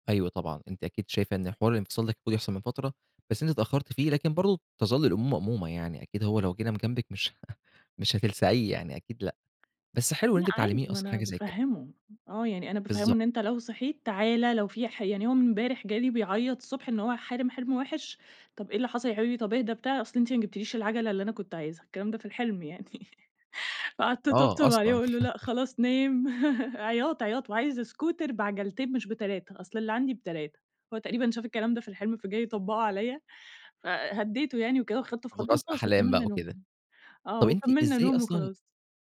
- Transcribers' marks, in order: chuckle; tapping; laugh; chuckle; laugh; in English: "اسكوتر"
- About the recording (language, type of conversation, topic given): Arabic, podcast, إيه الروتين اللي بتعملوه قبل ما الأطفال يناموا؟